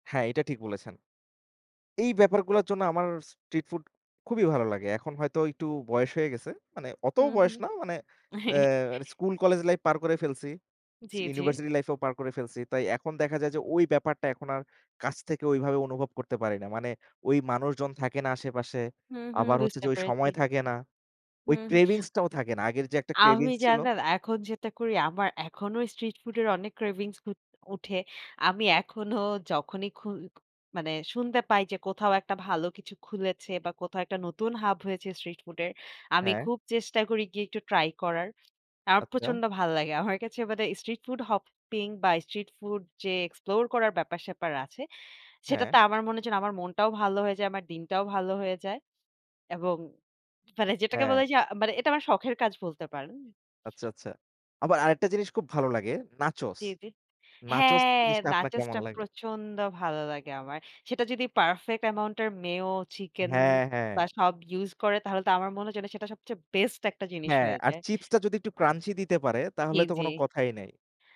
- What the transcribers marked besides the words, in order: chuckle; tapping; "আচ্ছা" said as "আত্তা"; "আচ্ছা" said as "আচ্চা"; "আচ্ছা" said as "আচ্চা"; drawn out: "হ্যাঁ"; in English: "Crunchy"
- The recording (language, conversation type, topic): Bengali, unstructured, আপনার কাছে সেরা রাস্তার খাবার কোনটি, এবং কেন?